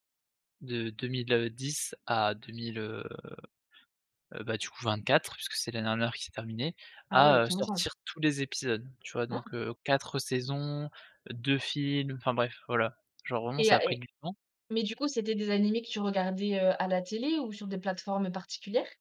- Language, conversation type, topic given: French, podcast, Parle-moi de l’un de tes meilleurs concerts ?
- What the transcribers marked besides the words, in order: none